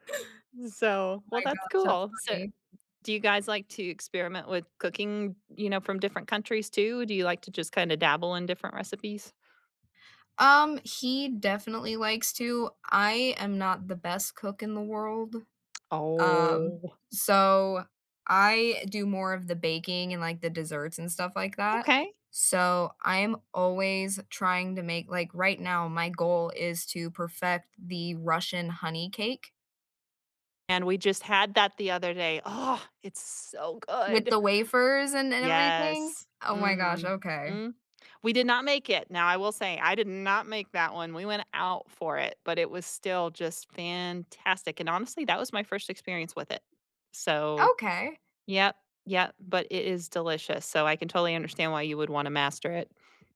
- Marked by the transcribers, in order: other background noise; drawn out: "Oh"; stressed: "so good"; stressed: "fantastic"
- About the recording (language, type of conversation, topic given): English, unstructured, What is a happy memory you associate with a cultural event?
- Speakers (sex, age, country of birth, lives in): female, 30-34, United States, United States; female, 35-39, United States, United States